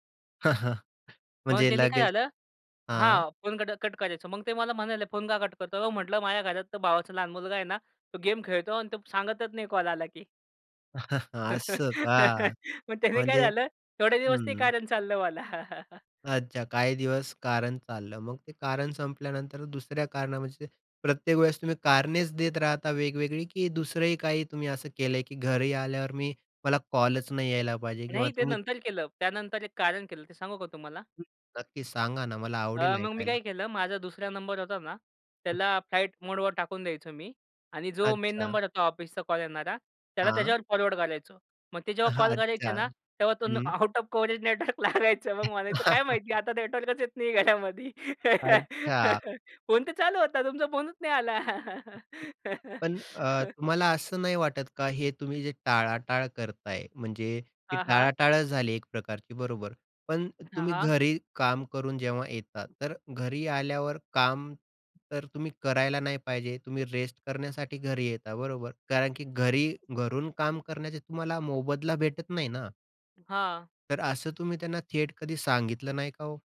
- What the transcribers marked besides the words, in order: chuckle; other background noise; chuckle; laughing while speaking: "मग त्याने काय झालं, थोडे दिवस ते कारण चाललं मला"; tapping; in English: "फॉरवर्ड"; chuckle; laughing while speaking: "आउट ऑफ कव्हरेज नेटवर्क लागायचं … फोनच नाही आला"; in English: "आउट ऑफ कव्हरेज नेटवर्क"; laugh
- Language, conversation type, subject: Marathi, podcast, काम घरात घुसून येऊ नये यासाठी तुम्ही काय करता?